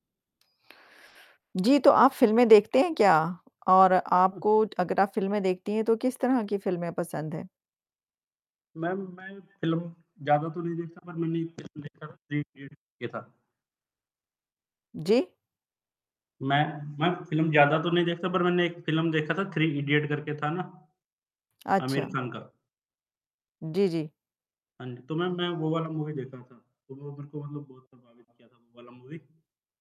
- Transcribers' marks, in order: tapping; static; other noise; other background noise; in English: "थ्री इडियट"; unintelligible speech; in English: "थ्री इडियट"; in English: "मूवी"; distorted speech; in English: "मूवी"
- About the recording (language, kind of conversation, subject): Hindi, unstructured, किस फिल्म का कौन-सा दृश्य आपको सबसे ज़्यादा प्रभावित कर गया?